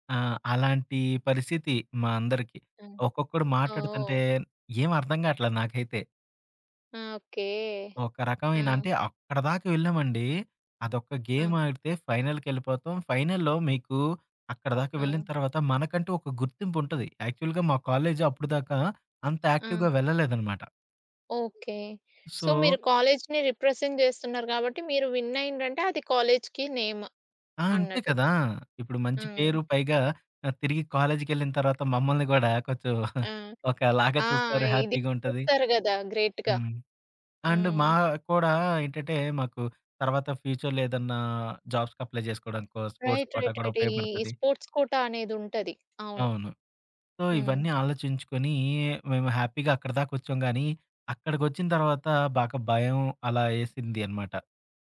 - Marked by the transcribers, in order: tapping; in English: "గేమ్"; in English: "ఫైనల్‌కి"; in English: "ఫైనల్‌లో"; in English: "యాక్చువల్‌గా"; in English: "యాక్టివ్‌గా"; in English: "సో"; in English: "సో"; in English: "రిప్రజెంట్"; in English: "విన్"; in English: "నేమ్"; chuckle; in English: "హ్యాపీగా"; in English: "గ్రేట్‌గా"; in English: "అండ్"; in English: "ఫ్యూచర్‌లో"; in English: "జాబ్స్‌కి అప్లై"; in English: "స్పోర్ట్స్ కోటా"; in English: "రైట్. రైట్. రైట్"; in English: "స్పోర్ట్స్ కోటా"; in English: "సో"; in English: "హ్యాపీగా"
- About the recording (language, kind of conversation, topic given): Telugu, podcast, మీరు మీ టీమ్‌లో విశ్వాసాన్ని ఎలా పెంచుతారు?